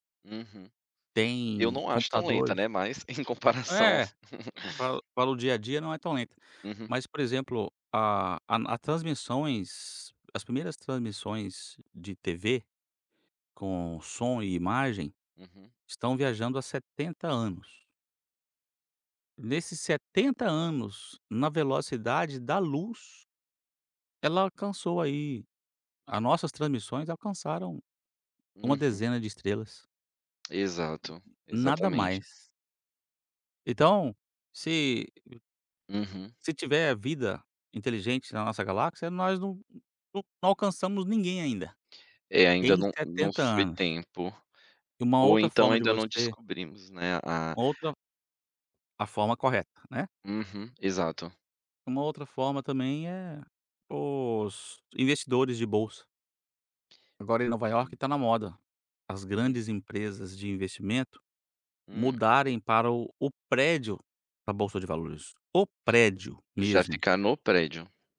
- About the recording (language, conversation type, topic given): Portuguese, podcast, Que passatempo te ajuda a desestressar?
- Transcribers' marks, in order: tapping; laughing while speaking: "em comparação"; unintelligible speech